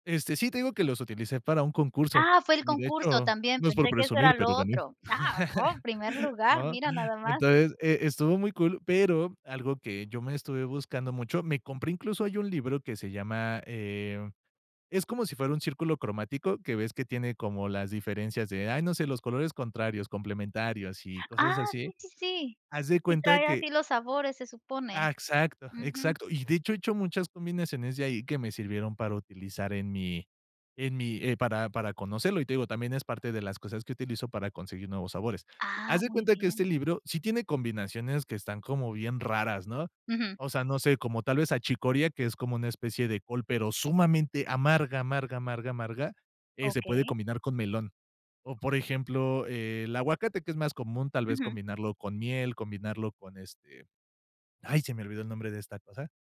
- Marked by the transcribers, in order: chuckle
- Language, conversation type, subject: Spanish, podcast, ¿Cómo buscas sabores nuevos cuando cocinas?